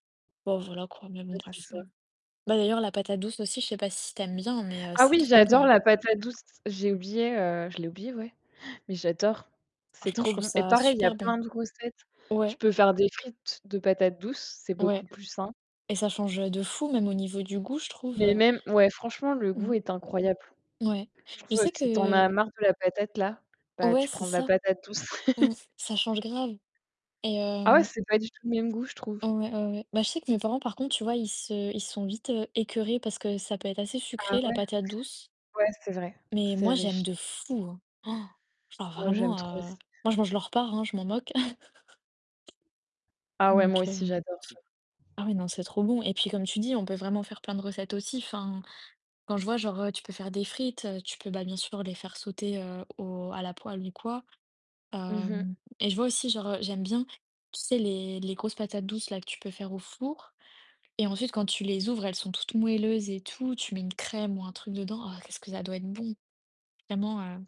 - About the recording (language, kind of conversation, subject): French, unstructured, Quels sont vos plats préférés, et pourquoi les aimez-vous autant ?
- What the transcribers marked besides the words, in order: distorted speech; gasp; tapping; other background noise; chuckle; stressed: "fou"; gasp; chuckle